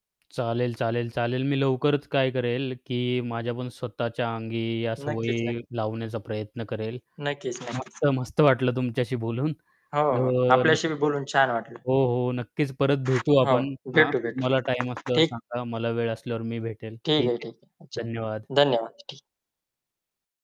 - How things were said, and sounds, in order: static; tapping; other background noise; distorted speech; mechanical hum
- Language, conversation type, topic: Marathi, podcast, तुम्ही तुमच्या झोपेच्या सवयी कशा राखता आणि त्याबद्दलचा तुमचा अनुभव काय आहे?